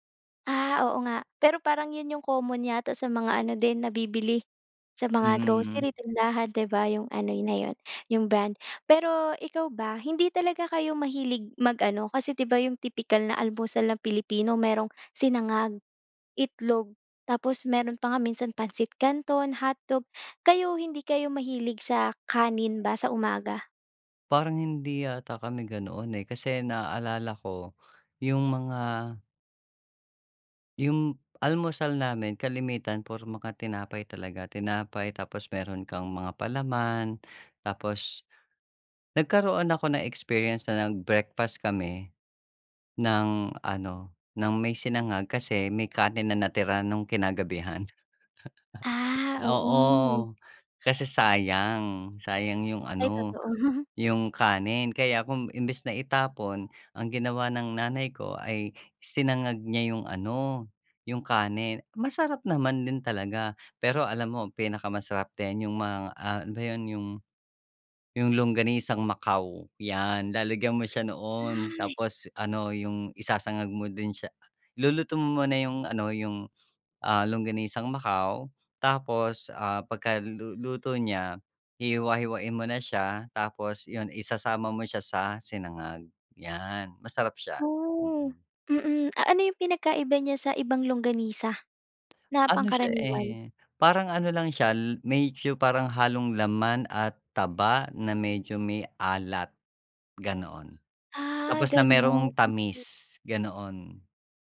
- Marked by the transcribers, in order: "ano" said as "ano'y"; chuckle; chuckle
- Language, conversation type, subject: Filipino, podcast, Ano ang paborito mong almusal at bakit?